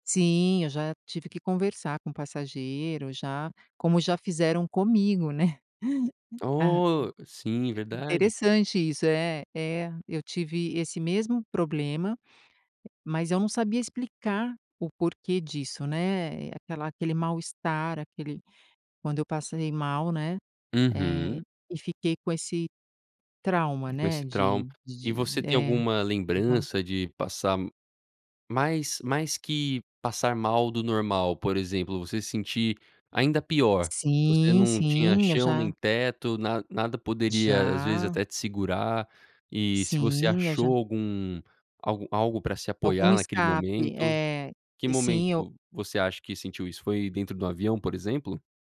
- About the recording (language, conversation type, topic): Portuguese, podcast, Quando foi a última vez em que você sentiu medo e conseguiu superá-lo?
- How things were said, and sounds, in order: chuckle; other background noise